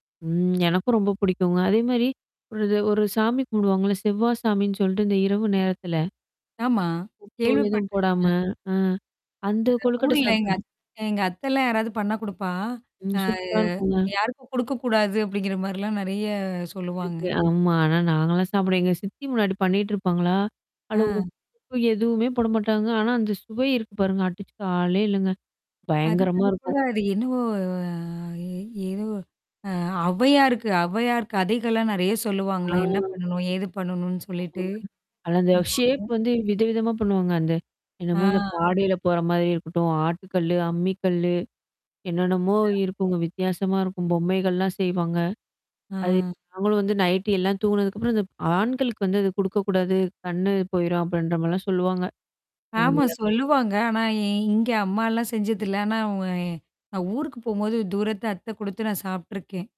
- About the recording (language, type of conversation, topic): Tamil, podcast, குடும்ப உணவுப் பாரம்பரியத்தை நினைத்தால் உங்களுக்கு எந்த உணவுகள் நினைவுக்கு வருகின்றன?
- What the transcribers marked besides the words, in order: static; tapping; distorted speech; drawn out: "அ"; drawn out: "குடுப்பா, ஆ"; drawn out: "நெறைய"; drawn out: "என்னவோ"; drawn out: "அ"; drawn out: "ஆ"; in English: "ஷேப்"; unintelligible speech; drawn out: "ஆ"; unintelligible speech; drawn out: "ஆ"; in English: "நைட்டு"; drawn out: "எ"